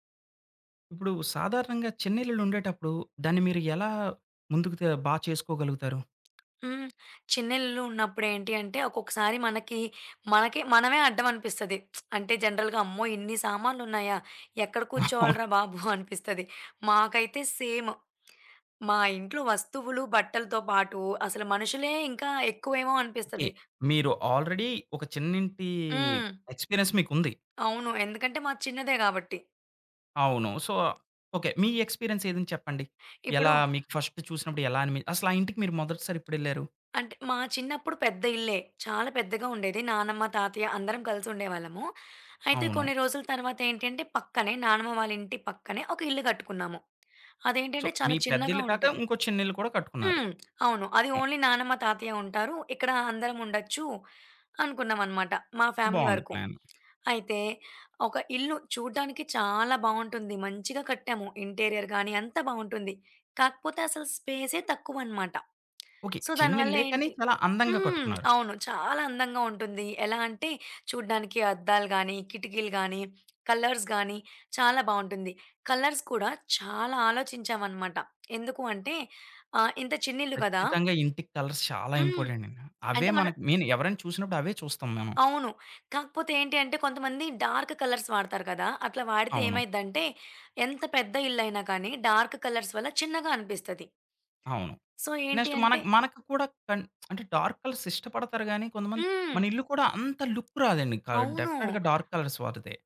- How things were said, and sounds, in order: tapping; lip smack; in English: "జనరల్‌గా"; chuckle; in English: "ఆల్రెడీ"; in English: "ఎక్స్‌పీరియన్స్"; in English: "సో"; in English: "ఫస్ట్"; in English: "సో"; in English: "ఓన్లీ"; other background noise; in English: "ఫ్యామిలీ"; in English: "ఇంటీరియర్"; in English: "సో"; in English: "కలర్స్"; in English: "కలర్స్"; in English: "కలర్స్"; in English: "మీన్"; in English: "డార్క్ కలర్స్"; in English: "డార్క్ కలర్స్"; in English: "సో"; in English: "డార్క్"; in English: "లుక్"; in English: "డెఫినిట్‌గా డార్క్ కలర్స్"
- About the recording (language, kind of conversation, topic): Telugu, podcast, చిన్న ఇళ్లలో స్థలాన్ని మీరు ఎలా మెరుగ్గా వినియోగించుకుంటారు?